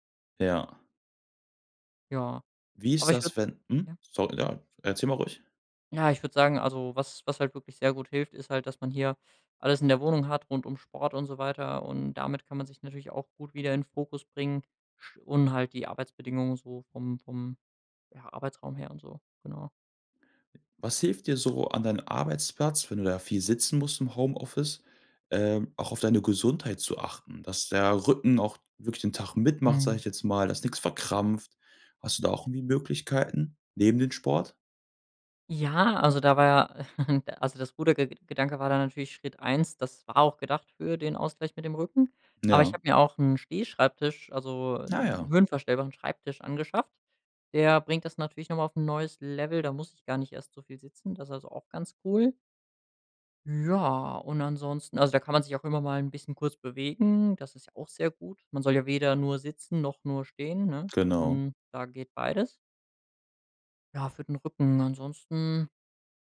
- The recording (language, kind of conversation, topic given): German, podcast, Was hilft dir, zu Hause wirklich produktiv zu bleiben?
- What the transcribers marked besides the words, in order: other background noise; chuckle